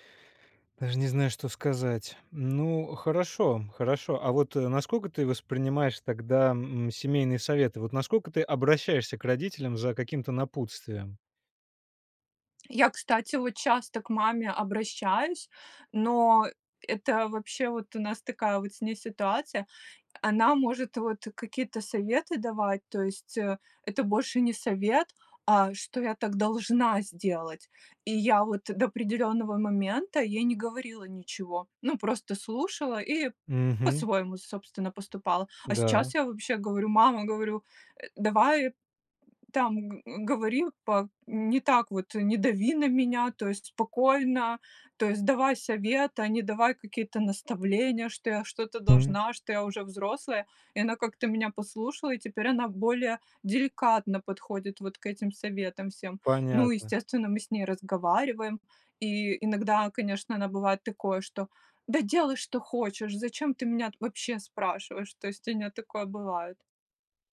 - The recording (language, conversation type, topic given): Russian, podcast, Что делать, когда семейные ожидания расходятся с вашими мечтами?
- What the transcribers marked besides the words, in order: stressed: "должна"